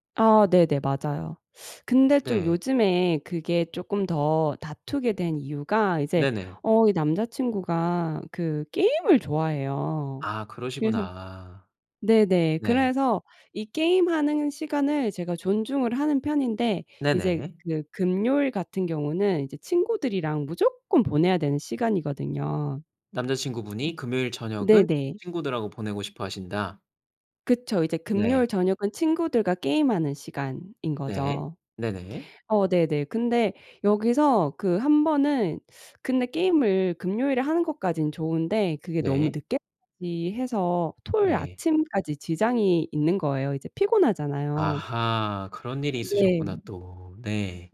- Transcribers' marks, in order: teeth sucking; other background noise
- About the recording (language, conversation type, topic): Korean, advice, 자주 다투는 연인과 어떻게 대화하면 좋을까요?